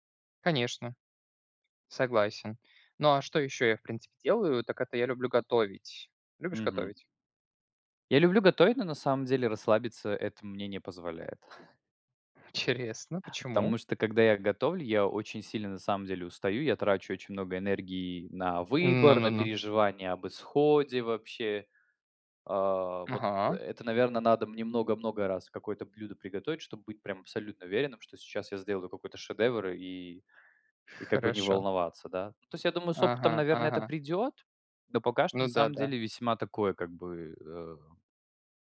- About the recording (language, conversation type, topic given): Russian, unstructured, Какие простые способы расслабиться вы знаете и используете?
- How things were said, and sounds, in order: chuckle